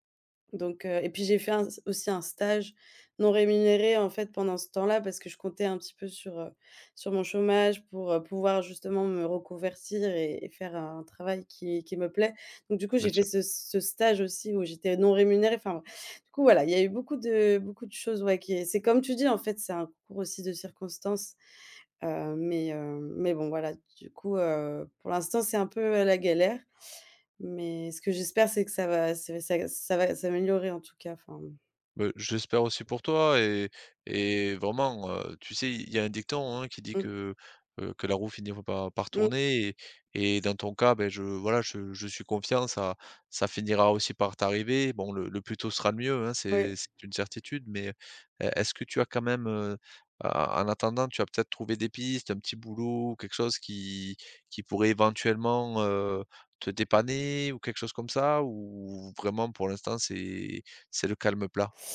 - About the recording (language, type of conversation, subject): French, advice, Comment décririez-vous votre inquiétude persistante concernant l’avenir ou vos finances ?
- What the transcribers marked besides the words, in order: other background noise